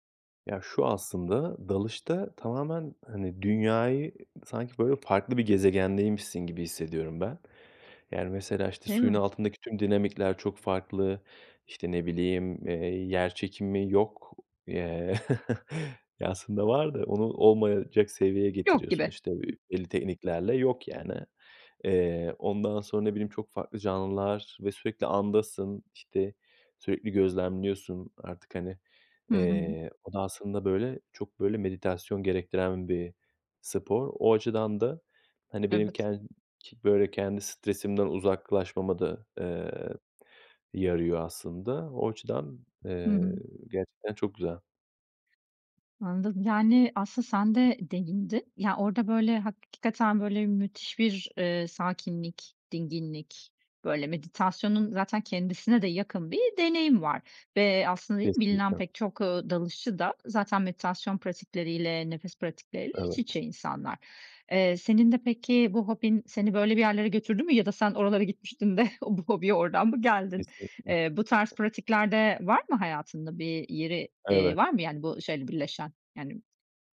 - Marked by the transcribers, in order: chuckle; other background noise; laughing while speaking: "de o bu"
- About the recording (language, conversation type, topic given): Turkish, podcast, Günde sadece yirmi dakikanı ayırsan hangi hobiyi seçerdin ve neden?